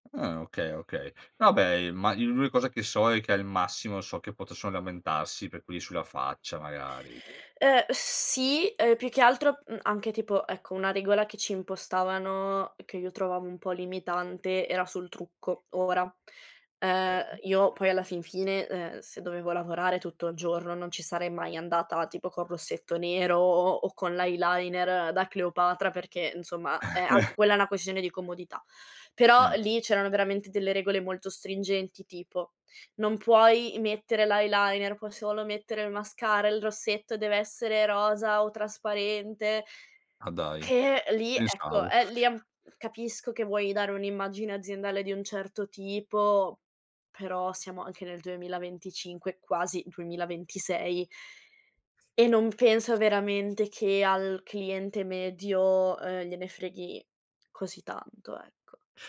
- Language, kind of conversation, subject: Italian, podcast, Che cosa ti fa sentire più te stesso quando ti vesti?
- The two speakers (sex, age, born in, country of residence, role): female, 25-29, Italy, Italy, guest; male, 30-34, Italy, Italy, host
- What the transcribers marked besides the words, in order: other background noise; chuckle